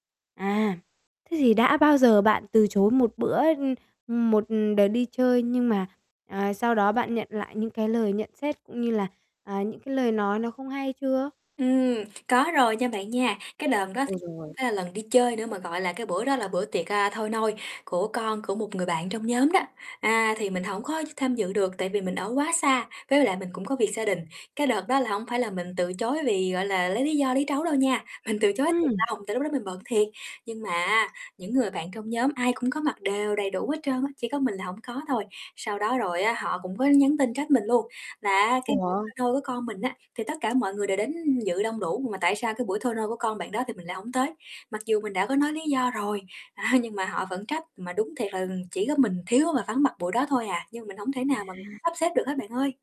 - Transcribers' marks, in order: tapping; static; distorted speech; other background noise; laughing while speaking: "mình"; laughing while speaking: "a"
- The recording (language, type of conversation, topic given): Vietnamese, advice, Làm sao để từ chối lời mời đi chơi một cách lịch sự mà không thấy áy náy?